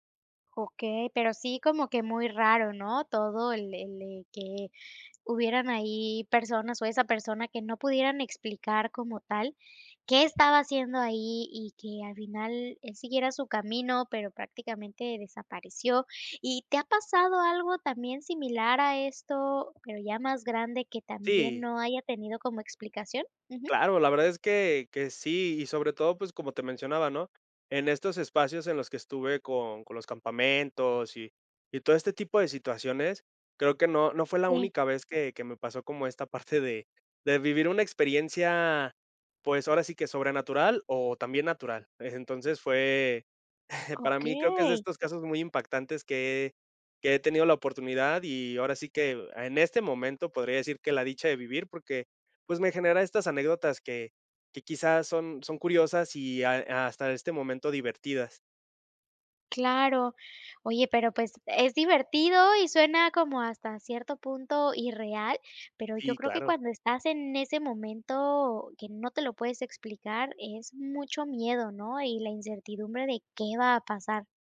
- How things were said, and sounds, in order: chuckle; chuckle
- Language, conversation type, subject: Spanish, podcast, ¿Cuál es una aventura al aire libre que nunca olvidaste?